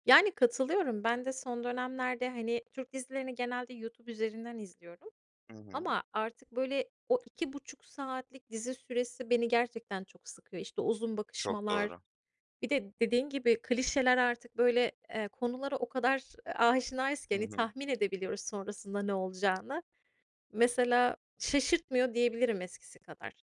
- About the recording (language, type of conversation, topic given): Turkish, unstructured, En sevdiğin film türü hangisi ve neden?
- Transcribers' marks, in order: other background noise